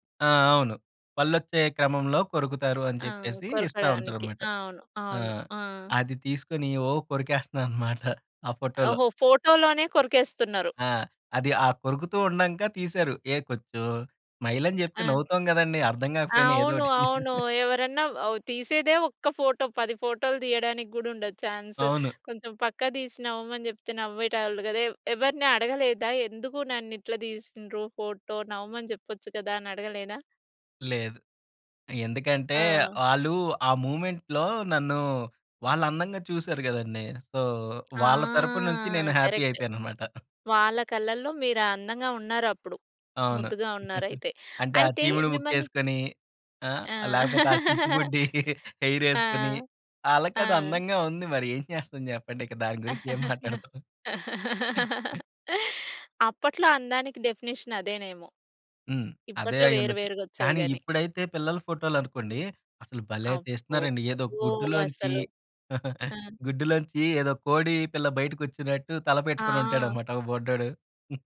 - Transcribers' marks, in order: in English: "స్మైల్"; chuckle; in English: "చాన్స్"; in English: "మూవ్‌మెంట్‌లో"; in English: "సో"; tapping; drawn out: "ఆ!"; in English: "కరెక్ట్"; in English: "హ్యాపీ"; giggle; giggle; in English: "హెయిర్"; laugh; chuckle; in English: "డెఫినిషన్"; other noise; other background noise; laughing while speaking: "గుడ్డులోంచి ఏదో కోడి పిల్ల బయటకి వచ్చినట్టు తల పెట్టుకొని ఉంటాడు అన్నమాట ఒక బుడ్డోడు"
- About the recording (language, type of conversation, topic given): Telugu, podcast, మీ కుటుంబపు పాత ఫోటోలు మీకు ఏ భావాలు తెస్తాయి?